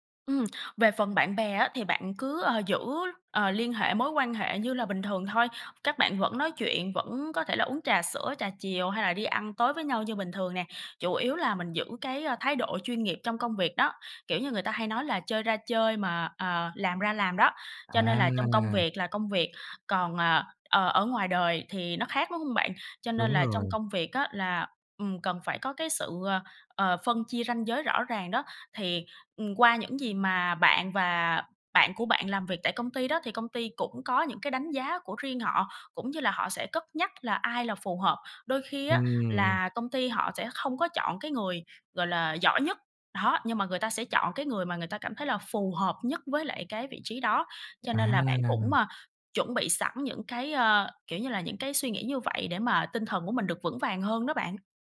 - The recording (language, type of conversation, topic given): Vietnamese, advice, Bạn nên làm gì để cạnh tranh giành cơ hội thăng chức với đồng nghiệp một cách chuyên nghiệp?
- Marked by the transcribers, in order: tapping; other background noise